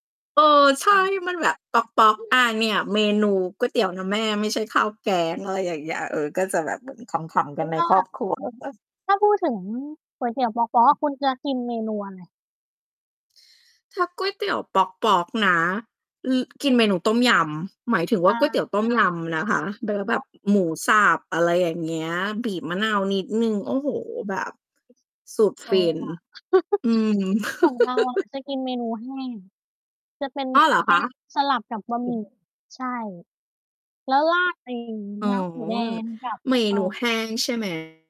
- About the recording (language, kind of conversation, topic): Thai, unstructured, ความทรงจำเกี่ยวกับอาหารในวัยเด็กของคุณคืออะไร?
- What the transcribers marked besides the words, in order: distorted speech; chuckle; chuckle; other background noise; unintelligible speech; mechanical hum; chuckle; chuckle